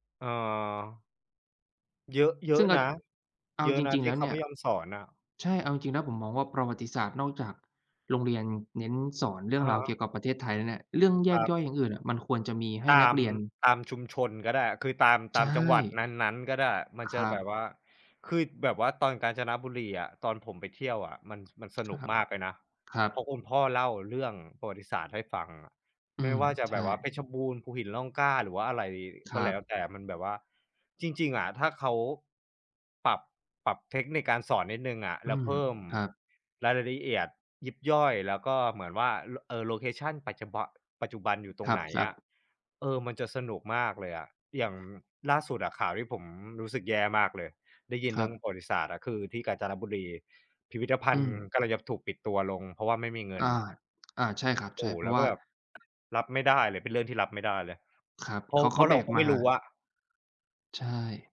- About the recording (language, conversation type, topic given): Thai, unstructured, เราควรให้ความสำคัญกับการเรียนประวัติศาสตร์ในโรงเรียนไหม?
- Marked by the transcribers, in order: tapping; other background noise